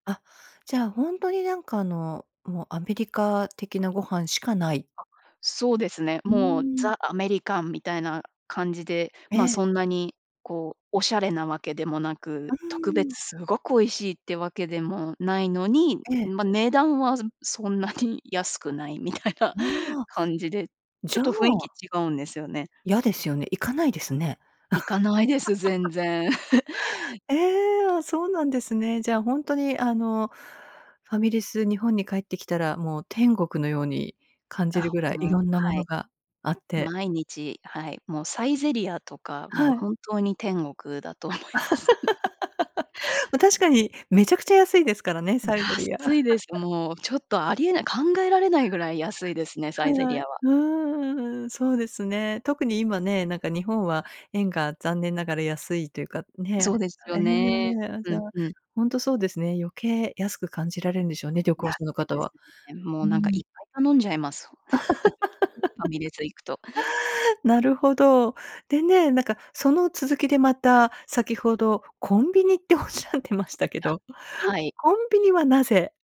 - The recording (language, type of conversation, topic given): Japanese, podcast, 故郷で一番恋しいものは何ですか？
- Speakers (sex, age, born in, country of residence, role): female, 30-34, Japan, United States, guest; female, 55-59, Japan, United States, host
- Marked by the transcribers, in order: in English: "ザ・アメリカン"; laughing while speaking: "そんなに安くないみたいな"; laugh; chuckle; laughing while speaking: "思います"; laugh; stressed: "安い"; laugh; laugh; chuckle; laughing while speaking: "おっしゃってましたけど"